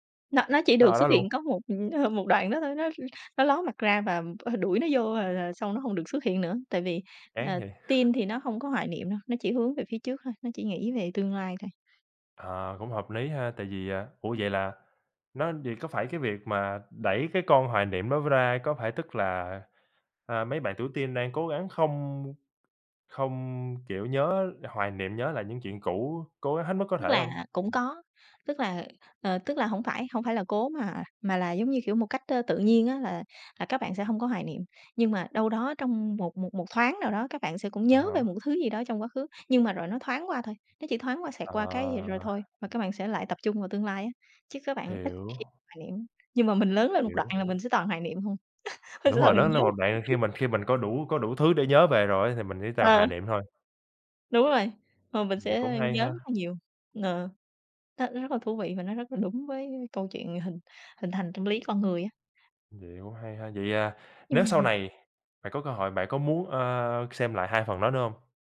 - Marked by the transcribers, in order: laughing while speaking: "ờ, một đoạn đó thôi"; tapping; other noise; other background noise; chuckle; laughing while speaking: "Là mình nhớ"; unintelligible speech
- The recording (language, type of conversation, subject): Vietnamese, unstructured, Phim nào khiến bạn nhớ mãi không quên?